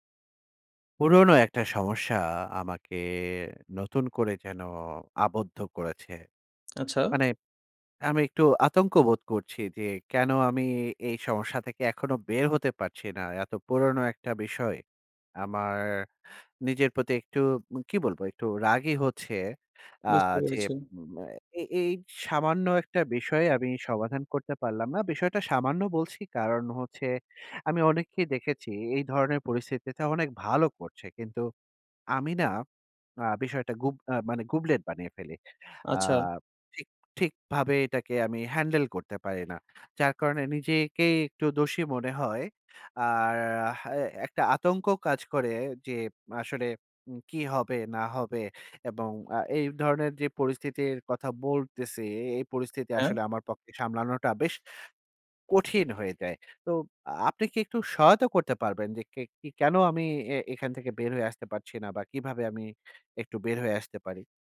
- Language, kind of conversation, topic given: Bengali, advice, ভিড় বা মানুষের সামনে কথা বলার সময় কেন আমার প্যানিক হয় এবং আমি নিজেকে নিয়ন্ত্রণ করতে পারি না?
- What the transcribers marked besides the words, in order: sad: "পুরনো একটা সমস্যা আমাকে নতুন করে যেন আবদ্ধ করেছে"; "হ্যাঁ" said as "হা"; stressed: "কঠিন"; anticipating: "তো আ আপনি কি একটু … হয়ে আসতে পারি?"